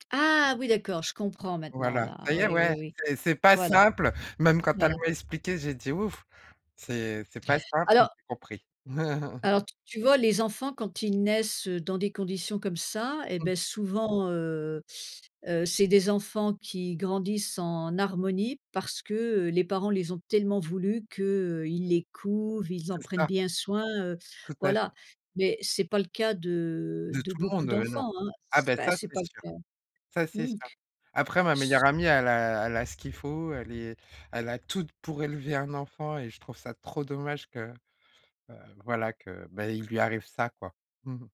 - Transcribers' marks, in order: tapping; chuckle; other background noise
- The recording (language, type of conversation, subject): French, podcast, Comment décider si l’on veut avoir des enfants ou non ?